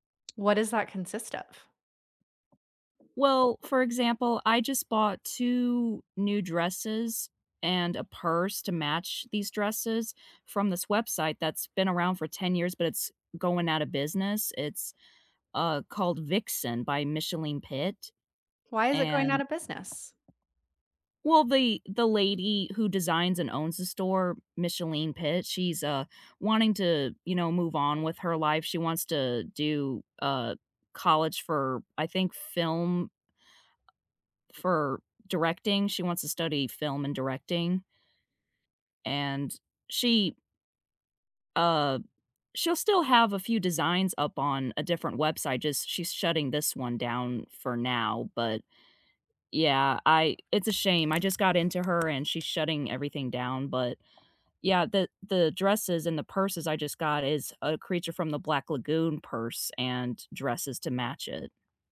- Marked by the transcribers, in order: tapping
- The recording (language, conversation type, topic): English, unstructured, What part of your style feels most like you right now, and why does it resonate with you?
- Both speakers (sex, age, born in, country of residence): female, 25-29, United States, United States; female, 35-39, United States, United States